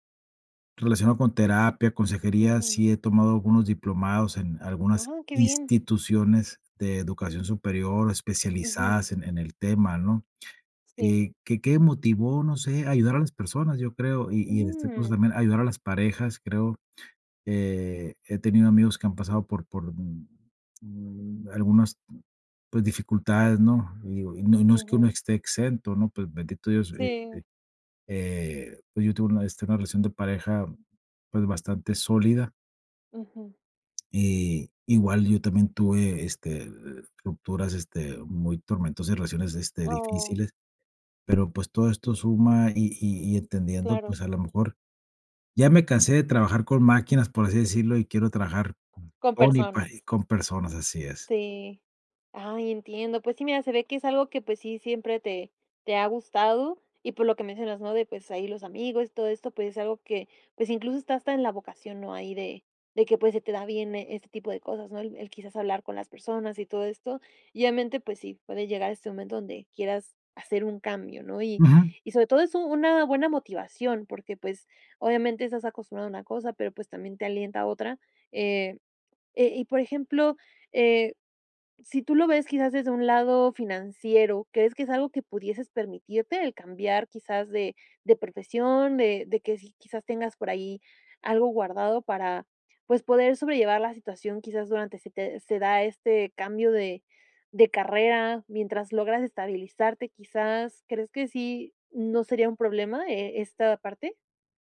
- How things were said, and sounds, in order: other noise
- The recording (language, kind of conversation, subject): Spanish, advice, ¿Cómo puedo decidir si debo cambiar de carrera o de rol profesional?